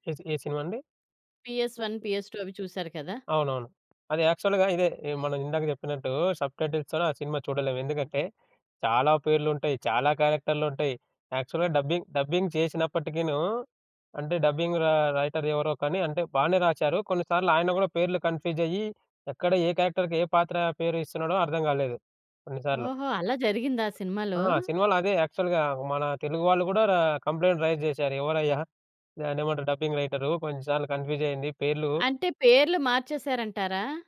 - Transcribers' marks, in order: background speech; in English: "యాక్చువల్‌గా"; in English: "సబ్‌టైటిల్స్"; in English: "యాక్చువల్‌గా డబ్బింగ్ డబ్బింగ్"; in English: "డబ్బింగ్ ర రైటర్"; in English: "క్యారెక్టర్‌కి"; other background noise; in English: "యాక్చువల్‌గా"; in English: "కంప్లయింట్ రైస్"; in English: "డబ్బింగ్ రైటరు"; in English: "కన్ఫ్యూజ్"
- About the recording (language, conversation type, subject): Telugu, podcast, డబ్బింగ్ లేదా ఉపశీర్షికలు—మీ అభిప్రాయం ఏమిటి?